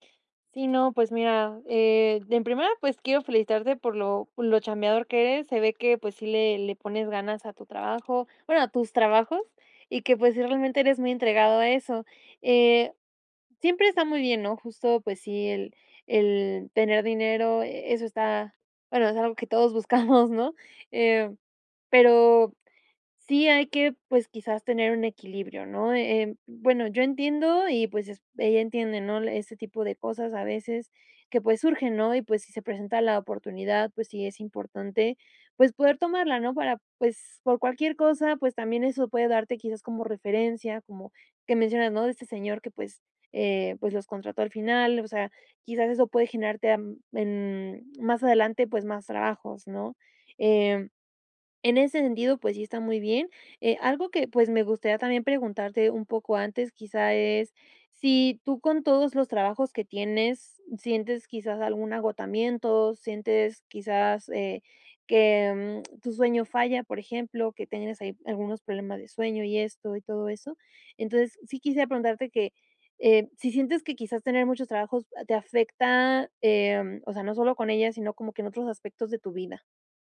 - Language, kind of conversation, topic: Spanish, advice, ¿Cómo puedo manejar el sentirme atacado por las críticas de mi pareja sobre mis hábitos?
- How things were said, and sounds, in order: tapping; laughing while speaking: "buscamos"